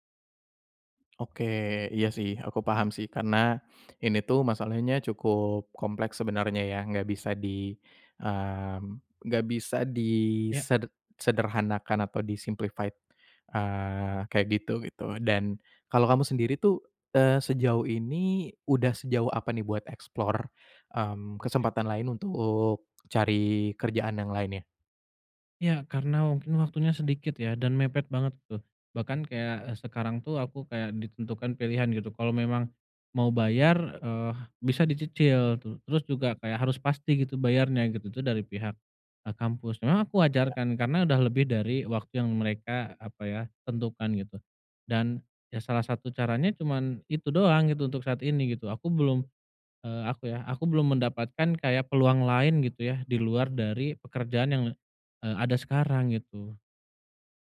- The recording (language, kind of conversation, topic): Indonesian, advice, Bagaimana saya memilih ketika harus mengambil keputusan hidup yang bertentangan dengan keyakinan saya?
- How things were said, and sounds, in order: in English: "di-simplified"; in English: "explore"